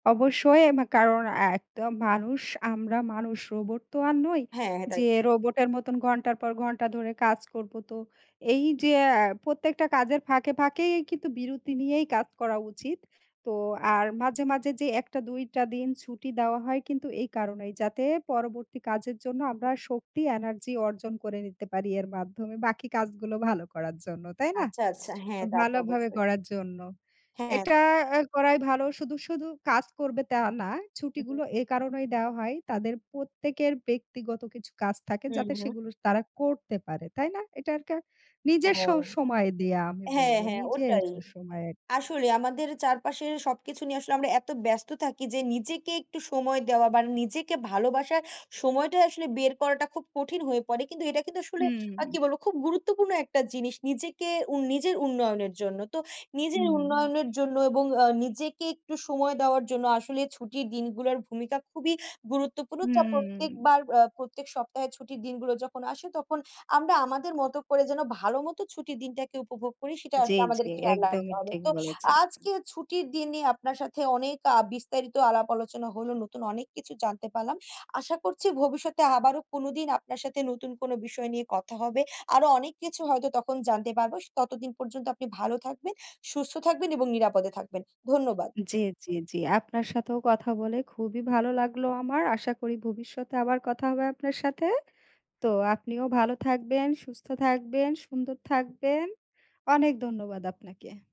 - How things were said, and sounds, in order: other background noise
- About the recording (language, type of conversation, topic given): Bengali, unstructured, আপনি ছুটির দিনে সাধারণত কী করতে পছন্দ করেন?